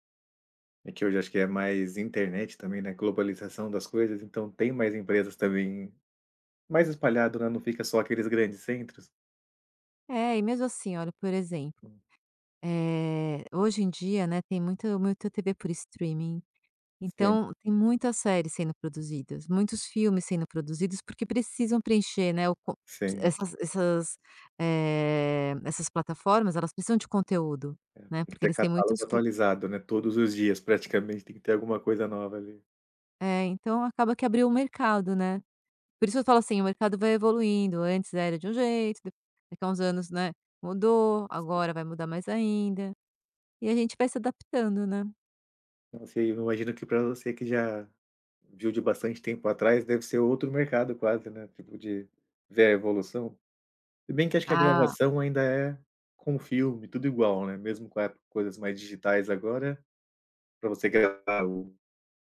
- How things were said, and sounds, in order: other background noise; drawn out: "eh"
- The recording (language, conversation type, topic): Portuguese, podcast, Como você se preparou para uma mudança de carreira?